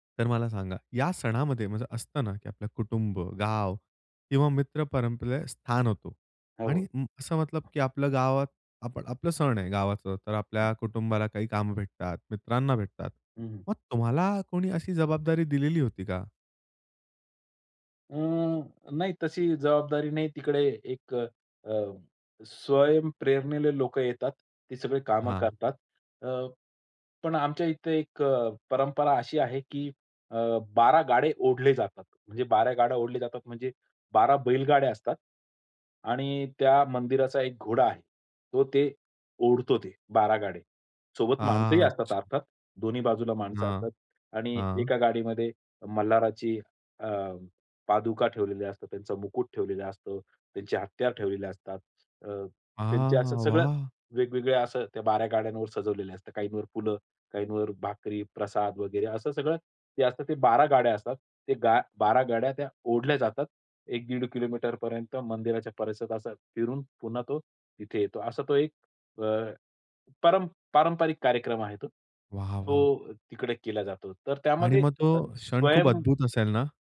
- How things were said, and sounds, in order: other noise; drawn out: "अच्छा!"
- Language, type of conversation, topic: Marathi, podcast, स्थानिक सणातला तुझा आवडता, विसरता न येणारा अनुभव कोणता होता?